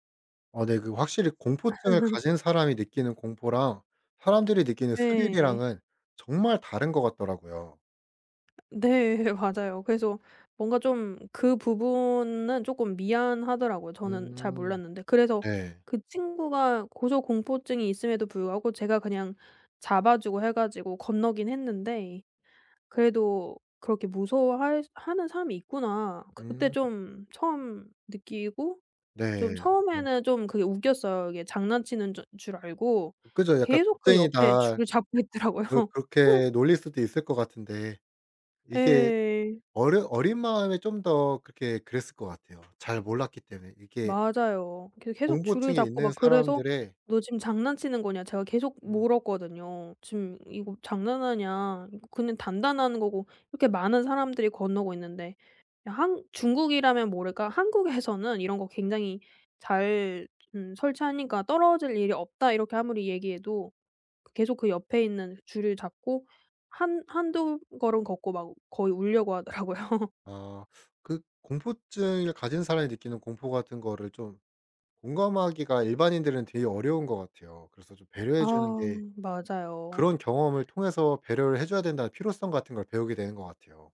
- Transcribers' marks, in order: tapping; laugh; other background noise; laughing while speaking: "네"; laughing while speaking: "잡고 있더라고요"; laugh; laughing while speaking: "한국에서는"; laughing while speaking: "하더라고요"
- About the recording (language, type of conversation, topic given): Korean, podcast, 친구와 여행 갔을 때 웃긴 사고가 있었나요?
- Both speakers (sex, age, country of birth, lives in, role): female, 25-29, South Korea, Sweden, guest; male, 25-29, South Korea, South Korea, host